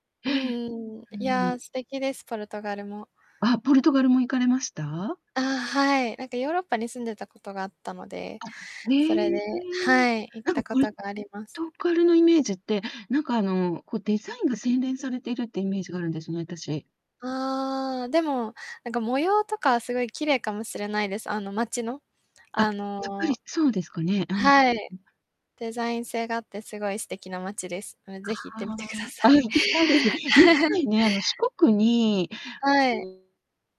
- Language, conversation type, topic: Japanese, unstructured, 趣味をしているとき、どんな気持ちになりますか？
- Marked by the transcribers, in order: distorted speech; laughing while speaking: "行ってみてください"; chuckle